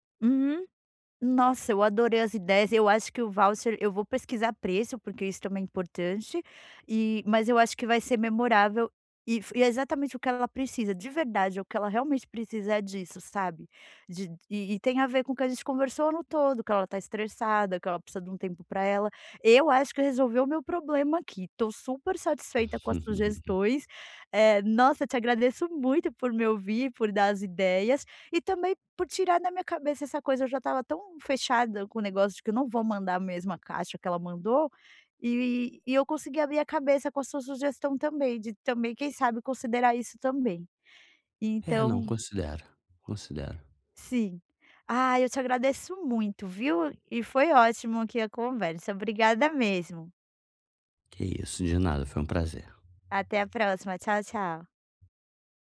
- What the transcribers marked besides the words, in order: chuckle; other background noise
- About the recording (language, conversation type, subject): Portuguese, advice, Como posso encontrar um presente que seja realmente memorável?